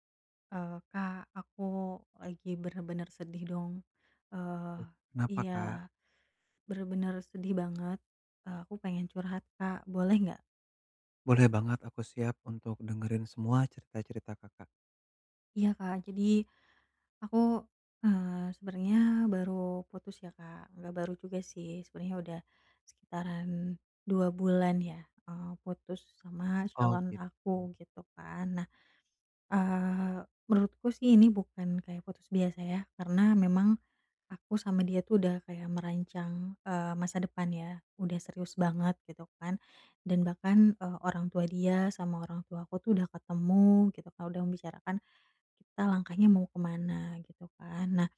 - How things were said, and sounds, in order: none
- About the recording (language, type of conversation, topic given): Indonesian, advice, Bagaimana cara memproses duka dan harapan yang hilang secara sehat?